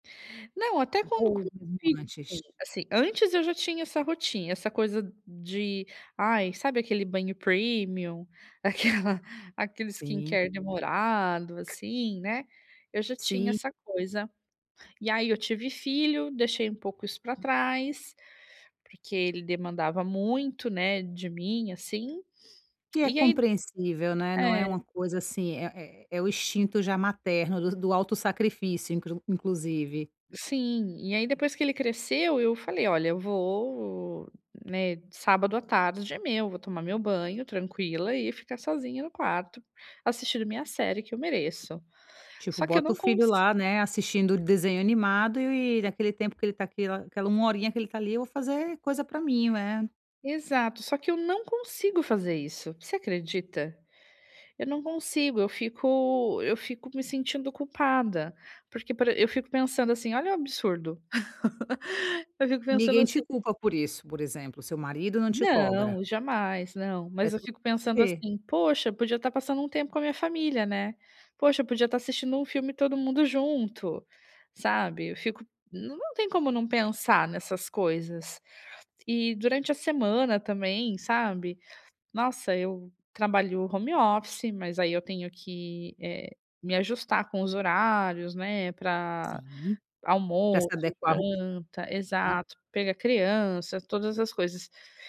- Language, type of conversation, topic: Portuguese, advice, Por que sinto culpa ou ansiedade ao tirar um tempo para relaxar?
- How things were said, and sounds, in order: unintelligible speech; unintelligible speech; in English: "premium?"; laughing while speaking: "Aquela"; in English: "skincare"; lip smack; other background noise; laugh; in English: "home office"